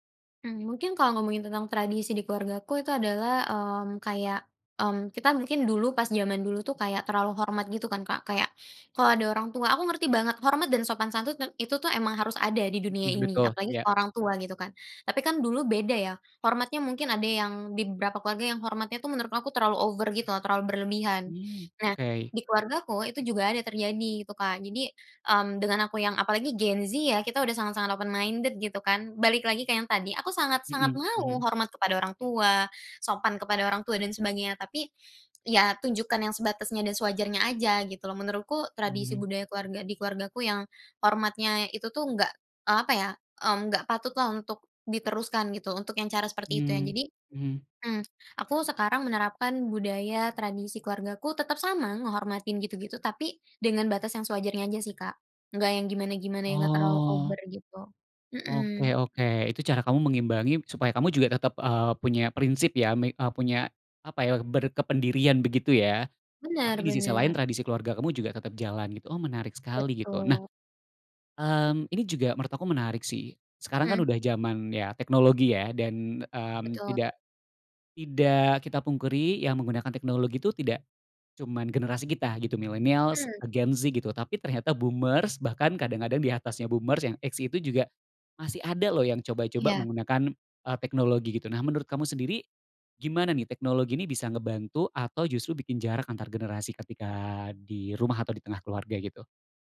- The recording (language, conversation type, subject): Indonesian, podcast, Bagaimana cara membangun jembatan antargenerasi dalam keluarga?
- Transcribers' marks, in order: in English: "open minded"; tapping; "pungkiri" said as "pungkeri"; other background noise